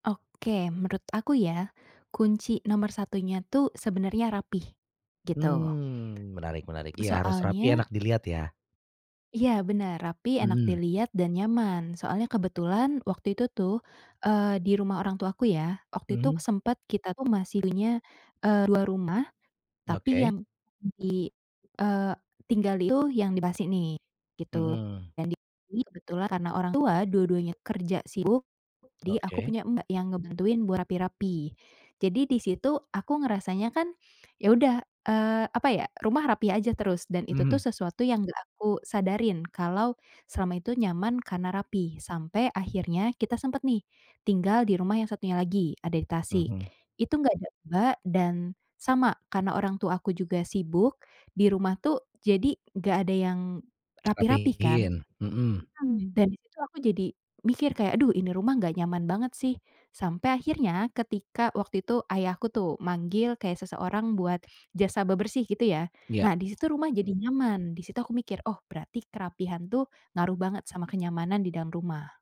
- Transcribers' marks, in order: drawn out: "Mmm"; unintelligible speech; tapping; other background noise
- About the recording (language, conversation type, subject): Indonesian, podcast, Bagaimana kamu membuat rumah terasa nyaman setiap hari?